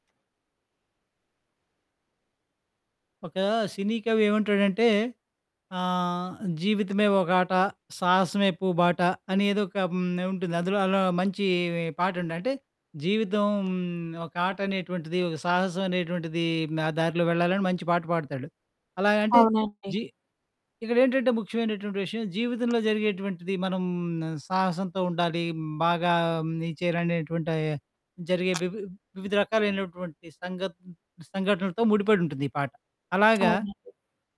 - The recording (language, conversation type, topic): Telugu, podcast, మీ జీవిత సంఘటనలతో గట్టిగా ముడిపడిపోయిన పాట ఏది?
- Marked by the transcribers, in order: other background noise; tapping